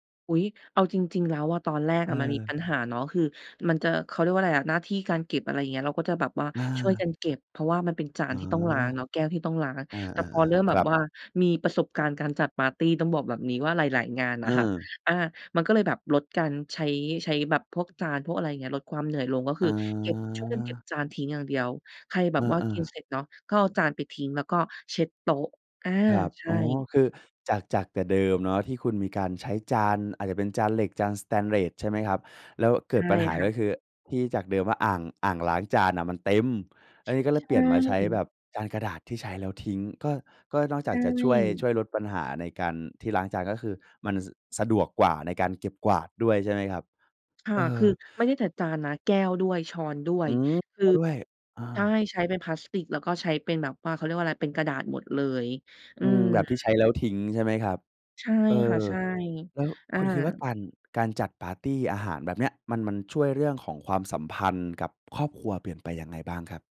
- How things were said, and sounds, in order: none
- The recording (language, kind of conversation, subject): Thai, podcast, เคยจัดปาร์ตี้อาหารแบบแชร์จานแล้วเกิดอะไรขึ้นบ้าง?